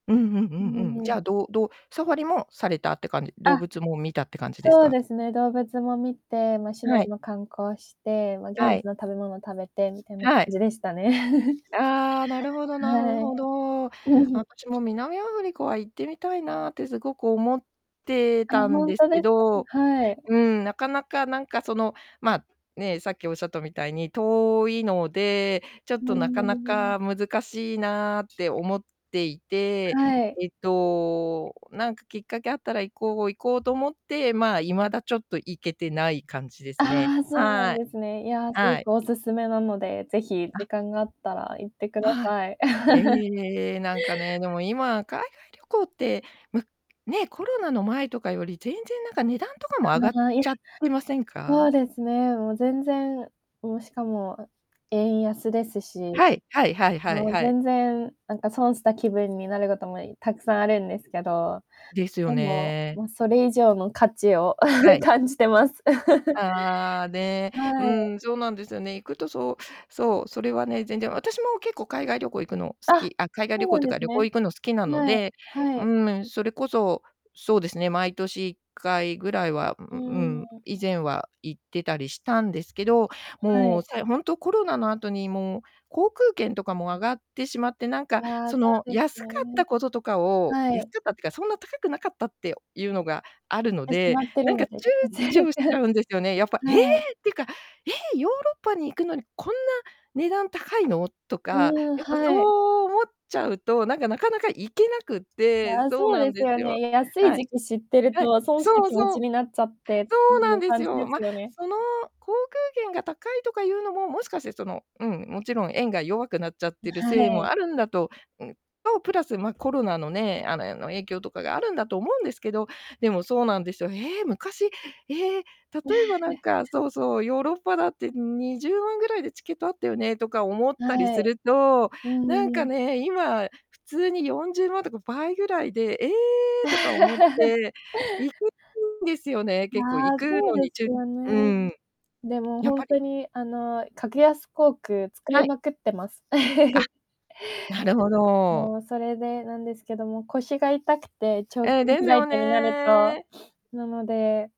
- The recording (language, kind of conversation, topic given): Japanese, unstructured, 趣味の中で一番思い出に残っている出来事は何ですか？
- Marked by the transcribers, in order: distorted speech; chuckle; "なるほど" said as "なふほど"; tapping; chuckle; chuckle; laughing while speaking: "全然"; chuckle; chuckle; chuckle